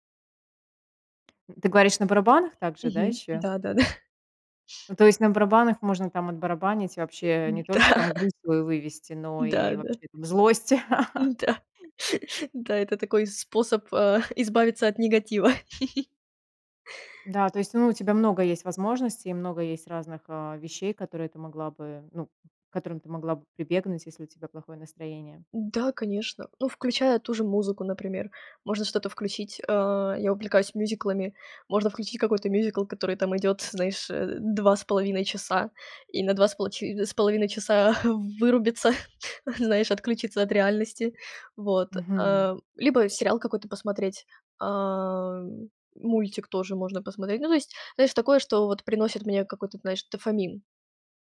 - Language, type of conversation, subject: Russian, podcast, Что в обычном дне приносит тебе маленькую радость?
- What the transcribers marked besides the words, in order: tapping; chuckle; other background noise; laughing while speaking: "Да"; chuckle; chuckle; chuckle